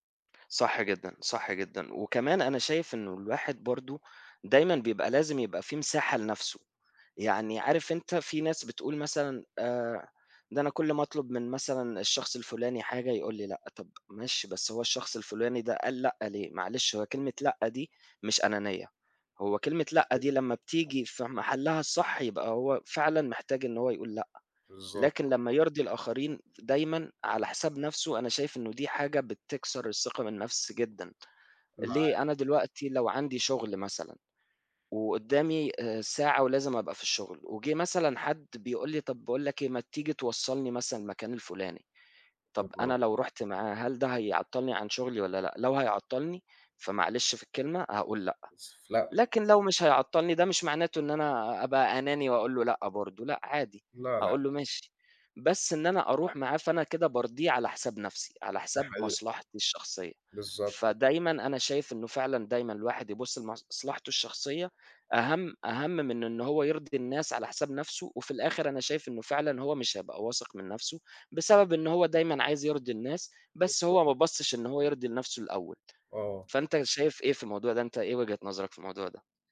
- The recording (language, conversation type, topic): Arabic, unstructured, إيه الطرق اللي بتساعدك تزود ثقتك بنفسك؟
- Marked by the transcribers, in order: other noise; other background noise; unintelligible speech